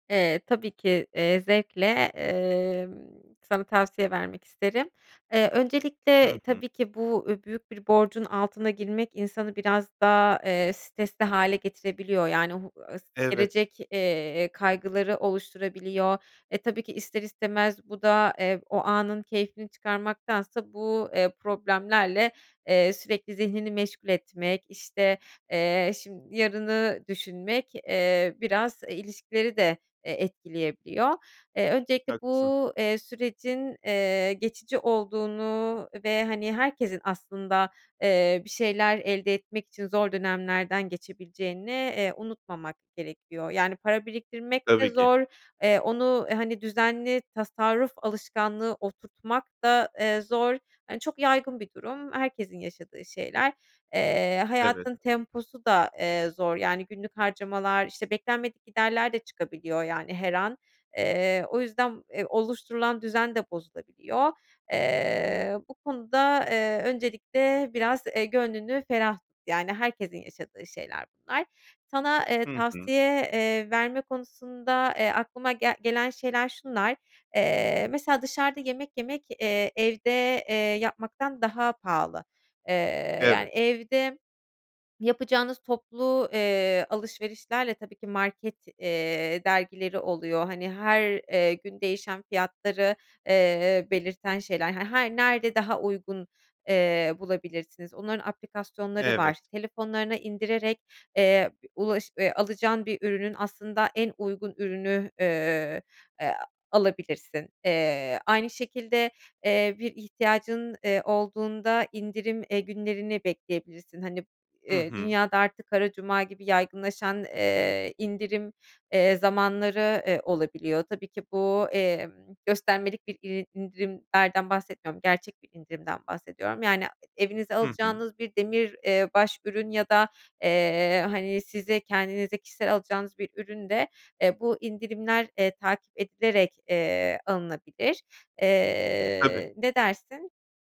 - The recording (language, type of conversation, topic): Turkish, advice, Düzenli tasarruf alışkanlığını nasıl edinebilirim?
- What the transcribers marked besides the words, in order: tapping